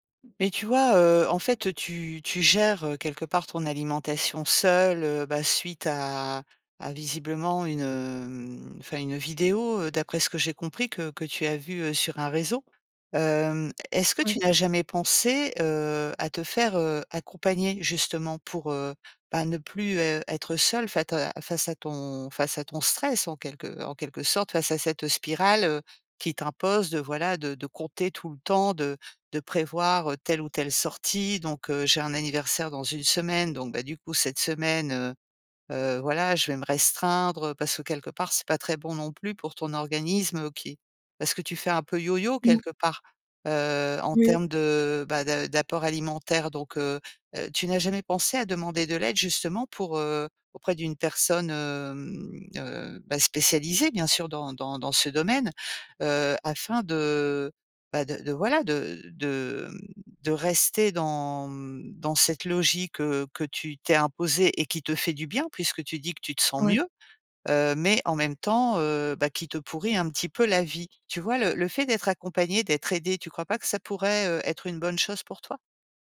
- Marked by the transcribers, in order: tapping
- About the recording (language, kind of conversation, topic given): French, advice, Comment expliquer une rechute dans une mauvaise habitude malgré de bonnes intentions ?
- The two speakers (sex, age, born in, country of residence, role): female, 25-29, France, France, user; female, 50-54, France, France, advisor